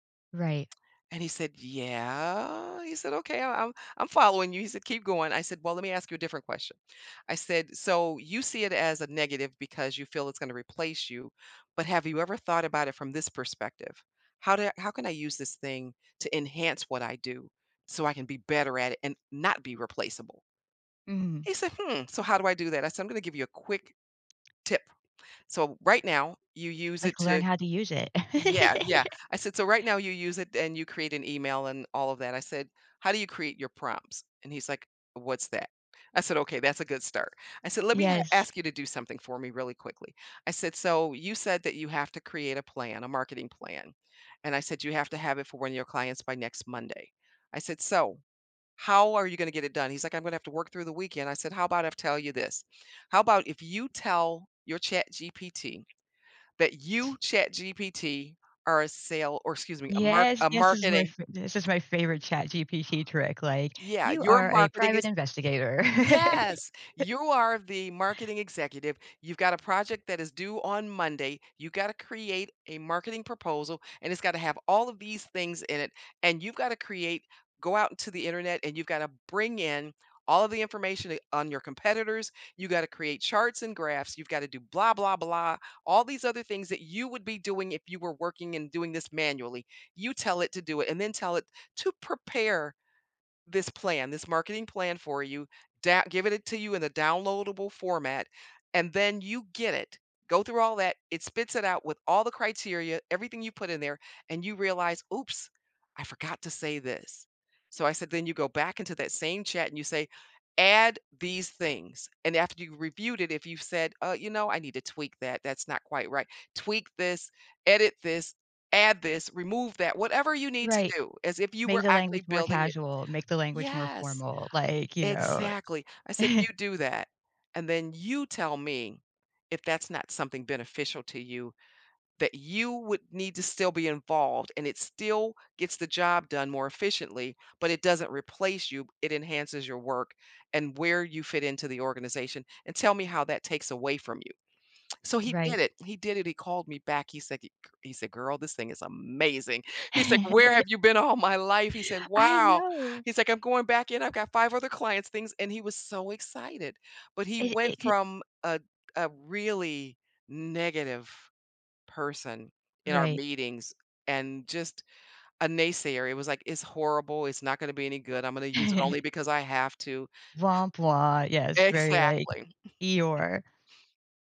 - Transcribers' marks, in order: tapping; laugh; other background noise; unintelligible speech; laugh; chuckle; laugh; chuckle; unintelligible speech; chuckle
- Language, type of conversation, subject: English, podcast, How do workplace challenges shape your professional growth and outlook?